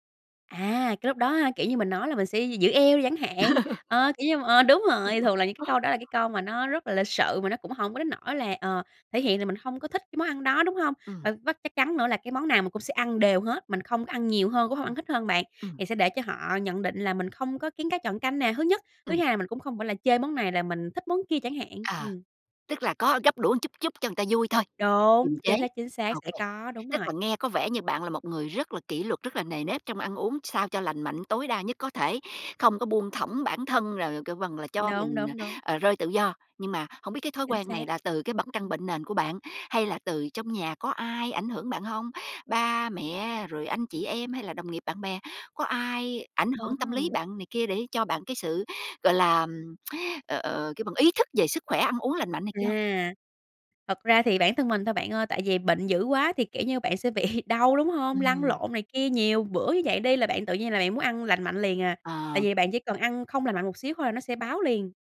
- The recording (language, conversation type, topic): Vietnamese, podcast, Bạn giữ thói quen ăn uống lành mạnh bằng cách nào?
- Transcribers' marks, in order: laugh; other background noise; tsk; laughing while speaking: "bị"